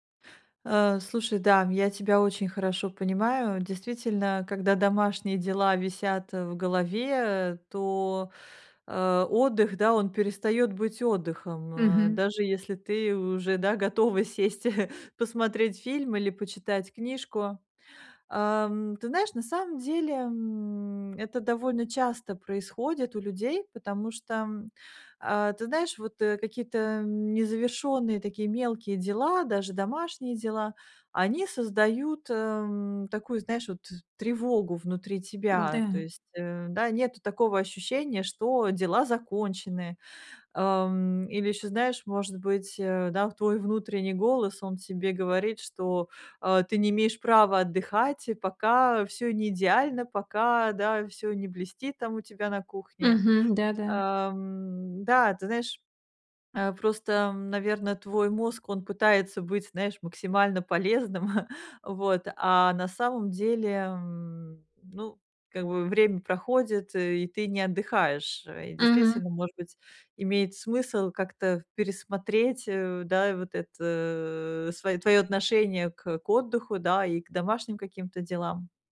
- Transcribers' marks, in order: chuckle; chuckle
- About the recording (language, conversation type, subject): Russian, advice, Как организовать домашние дела, чтобы они не мешали отдыху и просмотру фильмов?